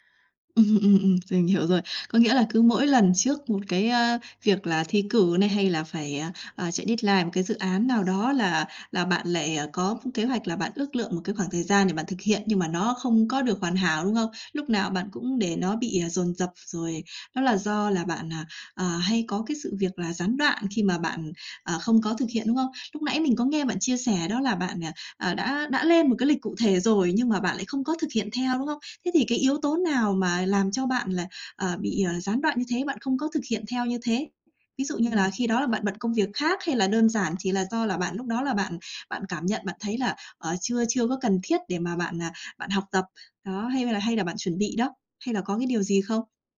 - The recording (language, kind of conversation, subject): Vietnamese, advice, Làm thế nào để ước lượng thời gian làm nhiệm vụ chính xác hơn và tránh bị trễ?
- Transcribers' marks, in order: tapping; in English: "deadline"; other background noise